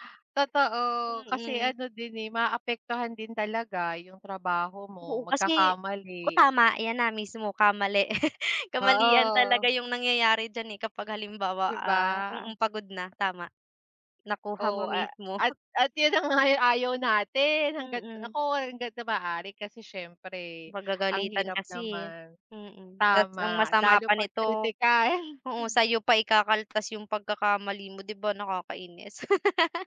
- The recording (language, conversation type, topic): Filipino, unstructured, Ano ang mga tip mo para magkaroon ng magandang balanse sa pagitan ng trabaho at personal na buhay?
- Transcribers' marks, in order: other background noise; chuckle; chuckle; laughing while speaking: "yun na nga ang"; chuckle; tapping; laugh